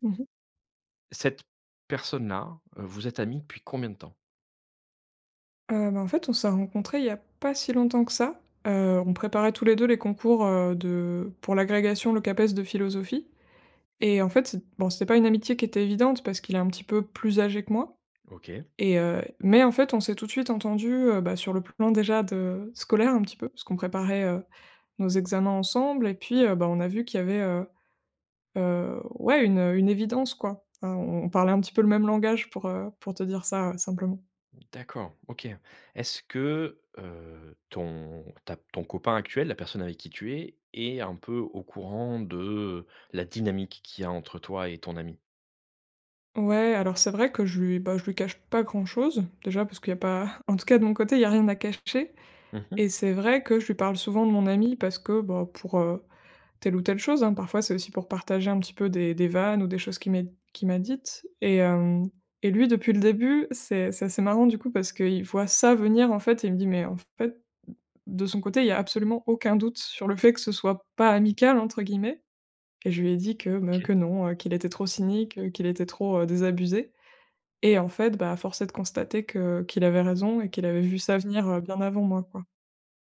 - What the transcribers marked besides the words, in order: stressed: "dynamique"; chuckle; stressed: "ça"
- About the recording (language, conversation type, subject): French, advice, Comment gérer une amitié qui devient romantique pour l’une des deux personnes ?